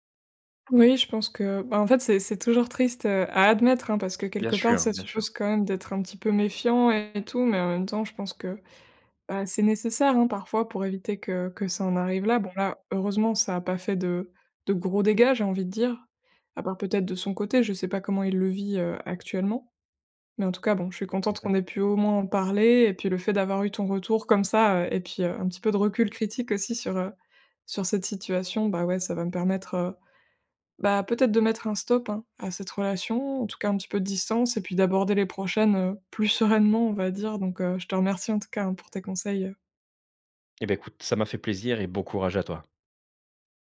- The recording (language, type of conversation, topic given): French, advice, Comment gérer une amitié qui devient romantique pour l’une des deux personnes ?
- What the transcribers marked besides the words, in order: none